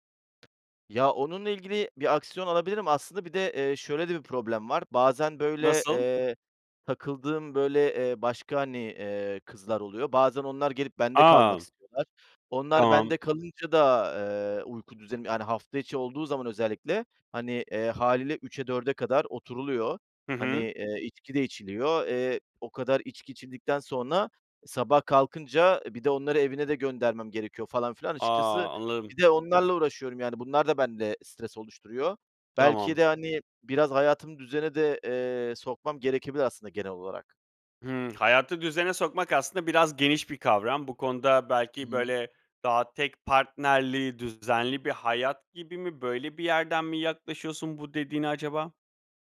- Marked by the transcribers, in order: other background noise
- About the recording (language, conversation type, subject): Turkish, advice, Kronik yorgunluk nedeniyle her sabah işe gitmek istemem normal mi?